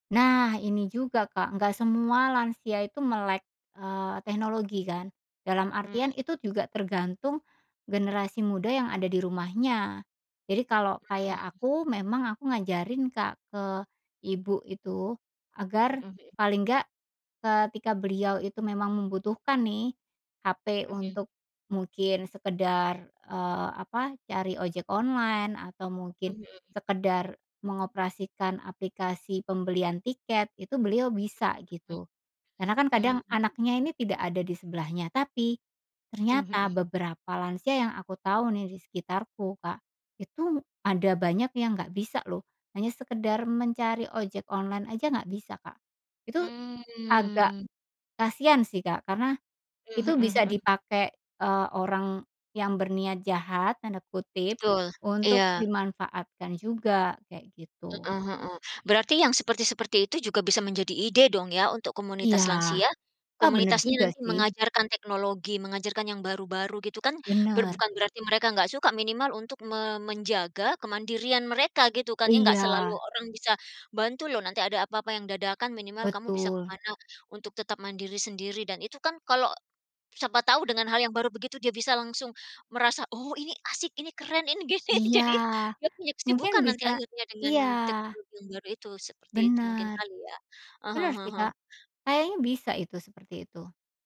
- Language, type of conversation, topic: Indonesian, podcast, Bagaimana komunitas dapat membantu lansia agar tidak merasa terasing?
- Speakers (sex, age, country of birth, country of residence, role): female, 40-44, Indonesia, Indonesia, guest; female, 45-49, Indonesia, United States, host
- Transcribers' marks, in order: laughing while speaking: "gini. Jadi"